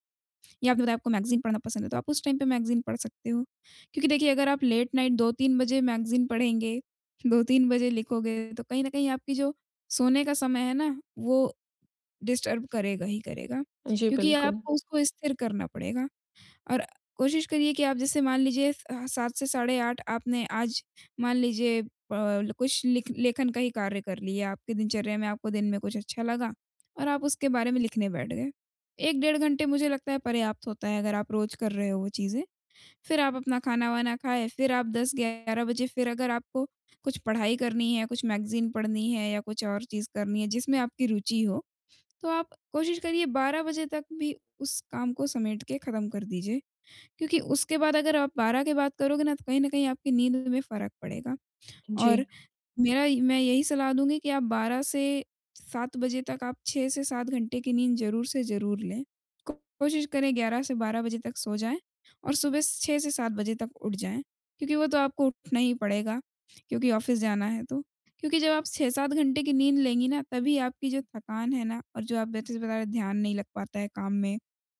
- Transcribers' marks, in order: in English: "मैगज़ीन"; in English: "टाइम"; in English: "मैगज़ीन"; in English: "लेट नाइट"; in English: "डिस्टर्ब"; in English: "मैगज़ीन"; tapping; in English: "ऑफिस"
- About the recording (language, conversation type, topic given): Hindi, advice, आपकी नींद अनियमित होने से आपको थकान और ध्यान की कमी कैसे महसूस होती है?